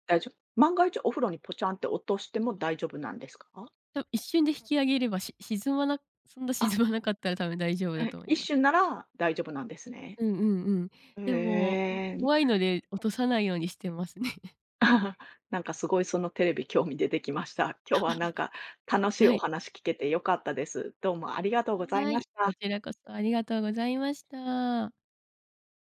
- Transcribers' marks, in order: other background noise; chuckle; chuckle
- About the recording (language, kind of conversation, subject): Japanese, podcast, お風呂でリラックスする方法は何ですか？